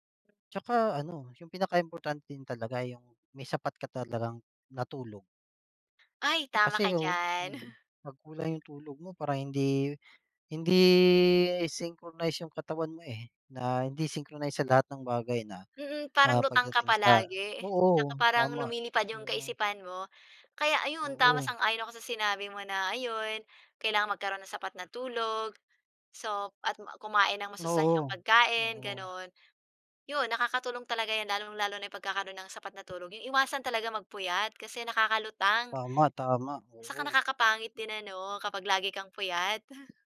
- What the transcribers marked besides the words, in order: tapping; chuckle; in English: "synchronize"; in English: "synchronize"; chuckle
- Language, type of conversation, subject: Filipino, unstructured, Ano ang pinakaepektibong paraan para simulan ang mas malusog na pamumuhay?